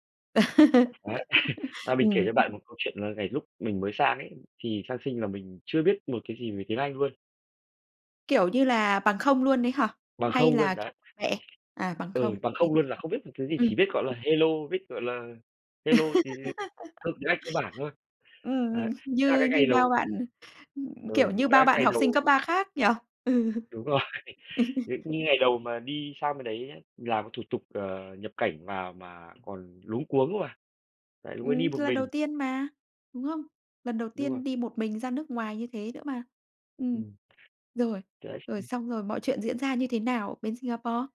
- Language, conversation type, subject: Vietnamese, podcast, Bạn có thể kể về một lần bạn đã thay đổi lớn trong cuộc đời mình không?
- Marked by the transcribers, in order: laugh; other background noise; chuckle; tapping; laugh; laughing while speaking: "rồi"; chuckle; laughing while speaking: "Ừ"; chuckle